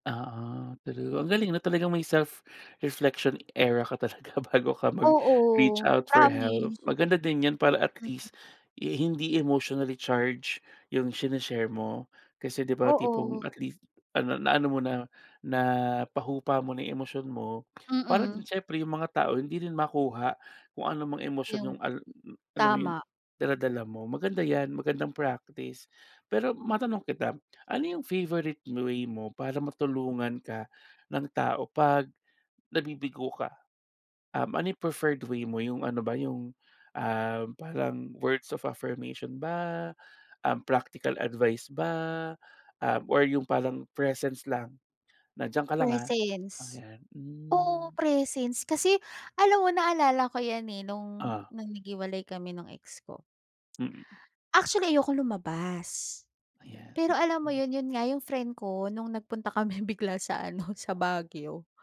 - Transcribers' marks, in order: laughing while speaking: "talaga"; other background noise; tapping; laughing while speaking: "kami"
- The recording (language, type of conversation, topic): Filipino, podcast, Ano ang papel ng pamilya o barkada sa pagharap mo sa kabiguan?
- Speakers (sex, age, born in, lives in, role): female, 35-39, Philippines, Philippines, guest; male, 30-34, Philippines, Philippines, host